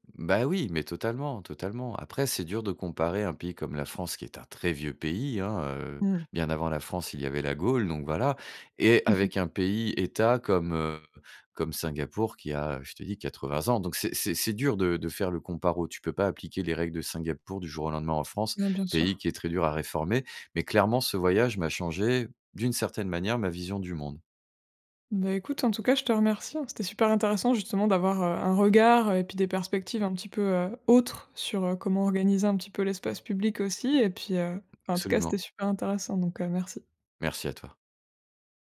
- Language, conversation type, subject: French, podcast, Quel voyage a bouleversé ta vision du monde ?
- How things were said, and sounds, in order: laugh; tapping